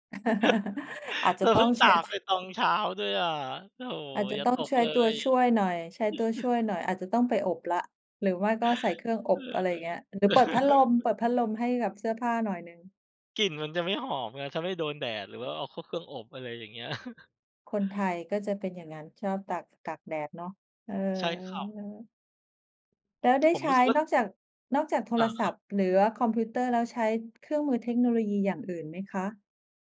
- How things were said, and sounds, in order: chuckle; tapping; chuckle; chuckle; other background noise; chuckle; background speech
- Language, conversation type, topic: Thai, unstructured, ทำไมบางคนถึงรู้สึกว่าบริษัทเทคโนโลยีควบคุมข้อมูลมากเกินไป?